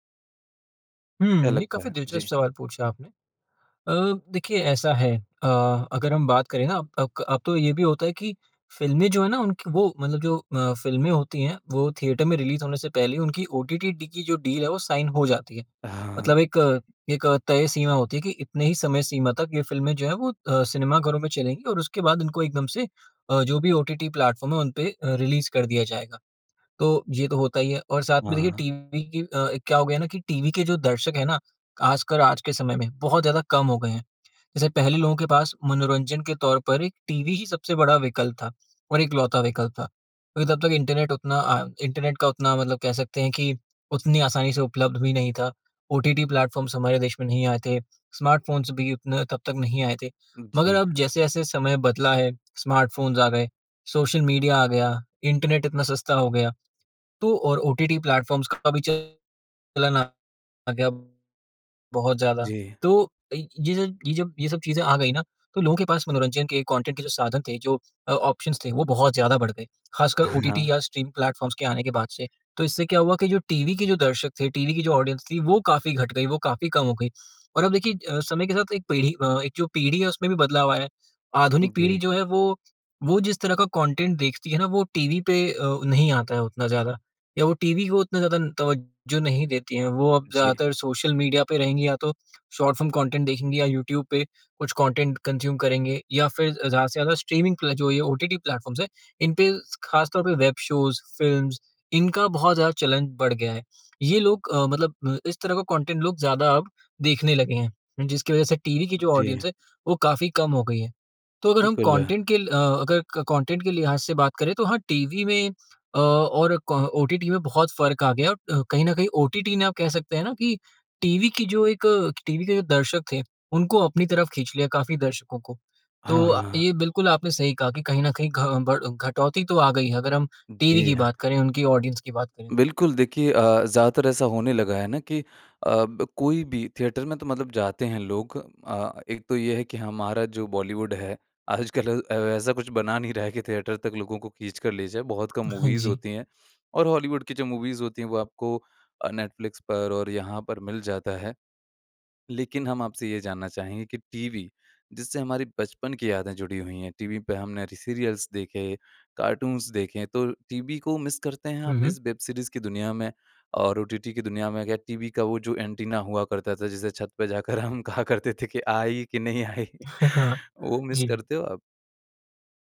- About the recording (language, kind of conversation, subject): Hindi, podcast, क्या अब वेब-सीरीज़ और पारंपरिक टीवी के बीच का फर्क सच में कम हो रहा है?
- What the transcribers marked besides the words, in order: in English: "थिएटर"; in English: "साइन"; in English: "रिलीज़"; in English: "प्लेटफ़ॉर्म्स"; in English: "स्मार्टफोन्स"; in English: "स्मार्टफोन्स"; in English: "प्लेटफ़ॉर्म्स"; in English: "कॉन्टेंट"; in English: "ऑप्शंस"; in English: "प्लेटफ़ॉर्म्स"; in English: "ऑडियंस"; in English: "कॉन्टेंट"; in English: "शार्ट"; in English: "कॉन्टेंट"; in English: "कंटेंट कंज्यूम"; in English: "प्लेटफ़ॉर्म्स"; in English: "शोज़ फ़िल्म्स"; in English: "कंटेंट"; in English: "ऑडियंस"; in English: "कंटेंट"; in English: "कंटेंट"; in English: "ऑडियंस"; in English: "थिएटर"; in English: "थिएटर"; other background noise; in English: "मूवीज़"; in English: "मूवीज़"; in English: "सीरियल्स"; in English: "कार्टून्स"; in English: "मिस"; laughing while speaking: "हम कहा करते थे कि आई कि नहीं आई"; laughing while speaking: "हाँ, हाँ"; in English: "मिस"